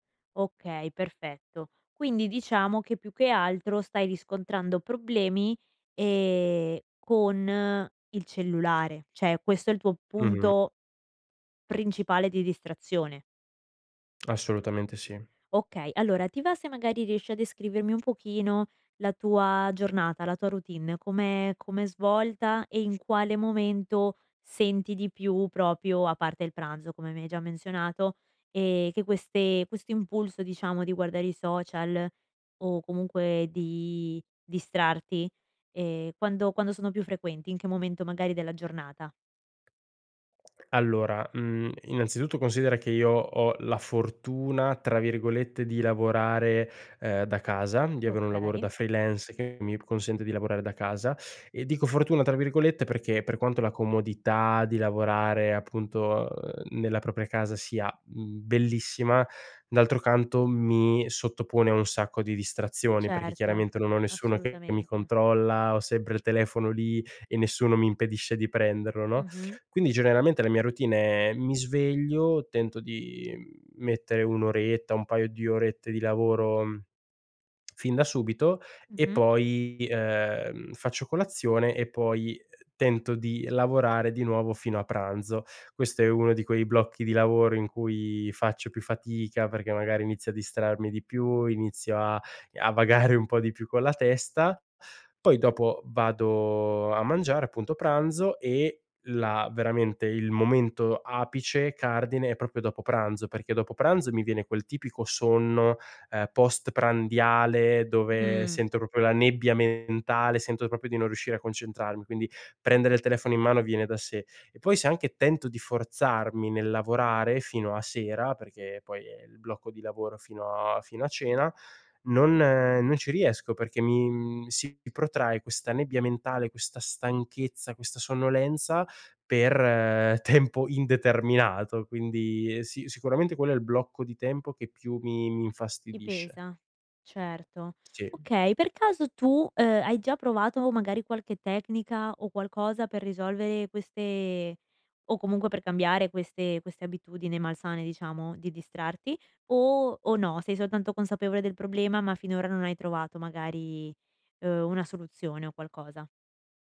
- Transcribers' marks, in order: "cioè" said as "ceh"; "proprio" said as "propio"; tapping; in English: "freelance"; tongue click; laughing while speaking: "vagare"; "proprio" said as "propio"; "proprio" said as "propio"; "proprio" said as "propio"; laughing while speaking: "tempo"
- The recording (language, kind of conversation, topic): Italian, advice, In che modo il multitasking continuo ha ridotto la qualità e la produttività del tuo lavoro profondo?